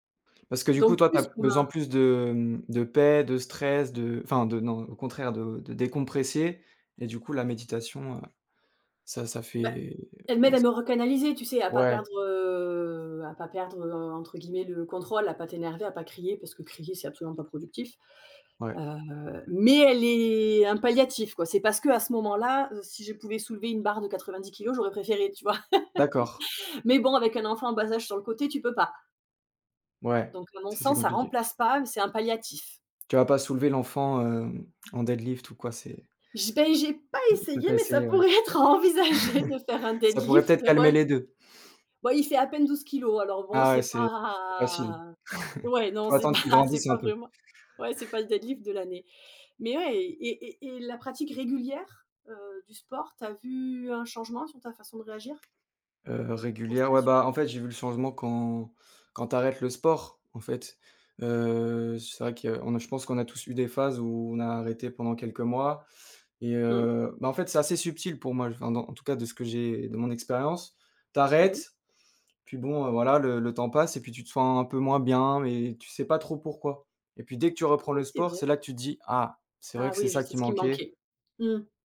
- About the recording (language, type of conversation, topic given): French, unstructured, Comment le sport peut-il aider à gérer le stress ?
- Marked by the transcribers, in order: drawn out: "heu"; stressed: "mais"; laugh; in English: "deadlift"; laughing while speaking: "être envisagé de faire"; chuckle; in English: "deadlift"; drawn out: "pas"; chuckle; laughing while speaking: "pas"; in English: "deadlift"